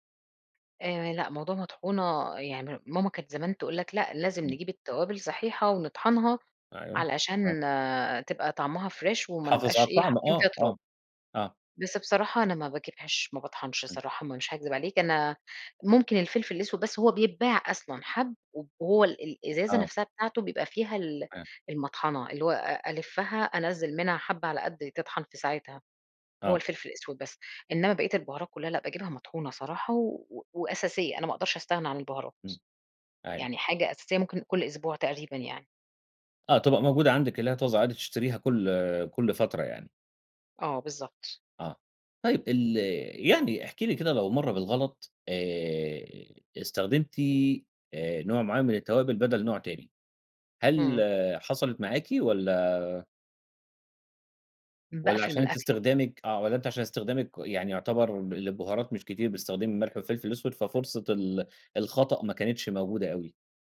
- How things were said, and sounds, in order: in English: "fresh"
- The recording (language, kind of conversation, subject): Arabic, podcast, إيه أكتر توابل بتغيّر طعم أي أكلة وبتخلّيها أحلى؟